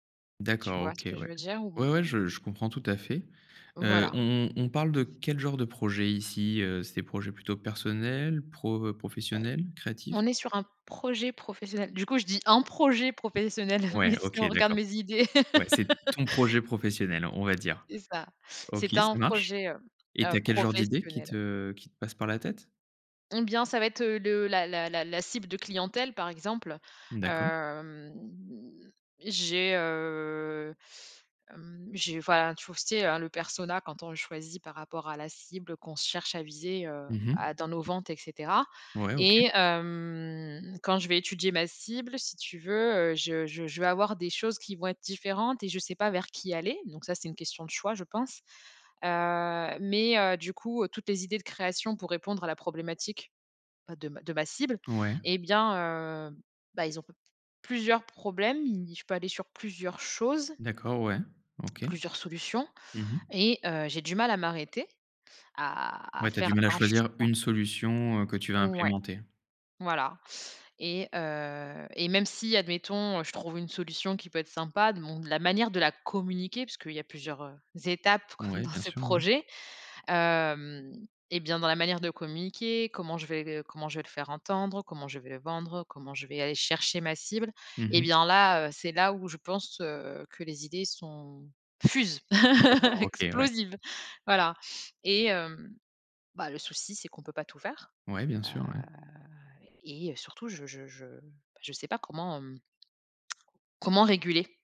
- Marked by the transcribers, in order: other background noise; chuckle; laughing while speaking: "mais"; stressed: "ton"; laugh; drawn out: "Hem"; drawn out: "heu"; drawn out: "hem"; drawn out: "heu"; drawn out: "à"; drawn out: "heu"; laughing while speaking: "dans"; drawn out: "hem"; stressed: "fusent, explosives"; laugh; drawn out: "Heu"
- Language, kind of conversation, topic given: French, advice, Comment puis-je mieux m’organiser pour ne pas laisser mes idées et projets inachevés ?